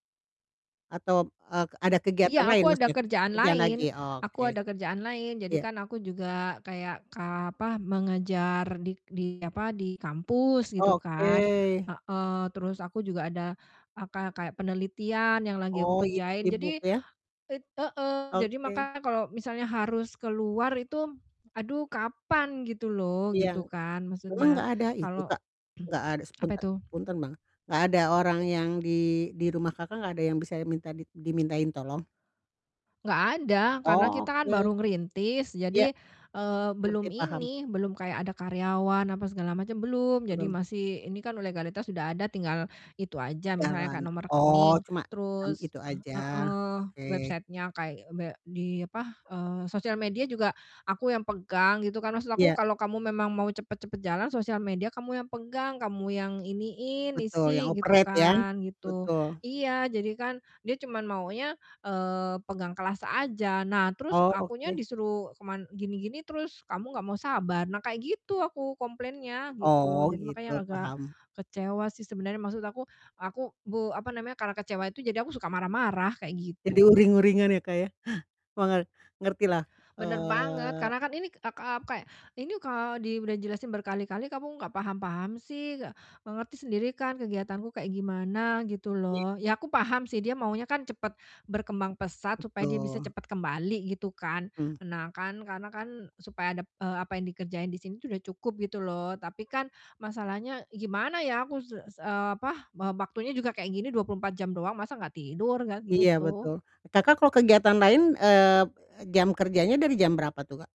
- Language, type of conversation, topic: Indonesian, advice, Kapan Anda pernah bereaksi marah berlebihan terhadap masalah kecil?
- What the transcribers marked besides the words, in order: distorted speech; throat clearing; other background noise; tapping; in English: "website-nya"; in English: "operate"